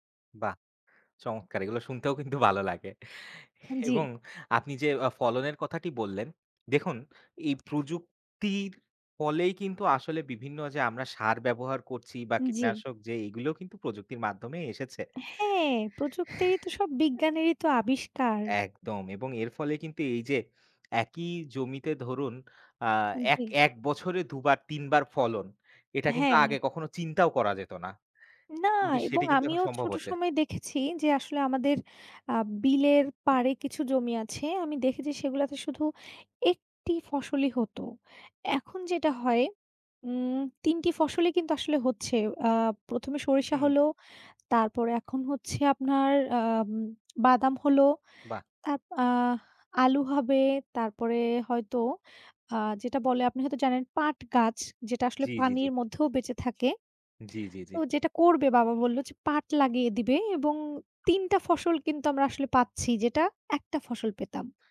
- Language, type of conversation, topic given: Bengali, unstructured, তোমার জীবনে প্রযুক্তি কী ধরনের সুবিধা এনে দিয়েছে?
- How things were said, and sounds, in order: laughing while speaking: "বালো লাগে"; "ভালো" said as "বালো"; "এবং" said as "হেবং"; tapping; exhale; horn; lip smack